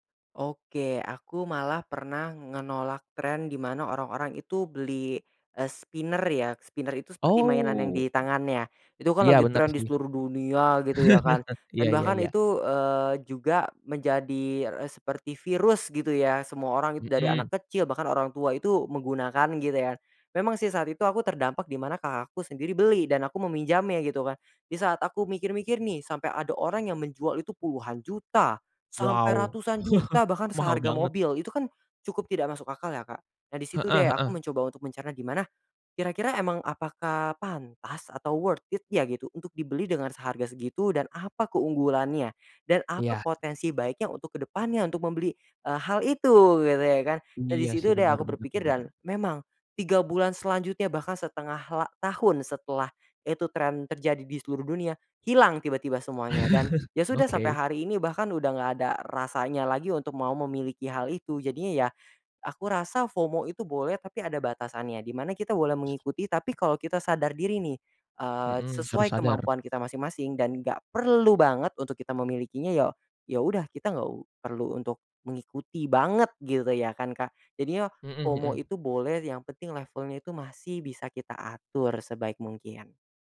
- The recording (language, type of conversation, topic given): Indonesian, podcast, Bagaimana kamu menyeimbangkan tren dengan selera pribadi?
- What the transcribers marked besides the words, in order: in English: "spinner"; in English: "spinner"; other background noise; chuckle; chuckle; in English: "worth it"; chuckle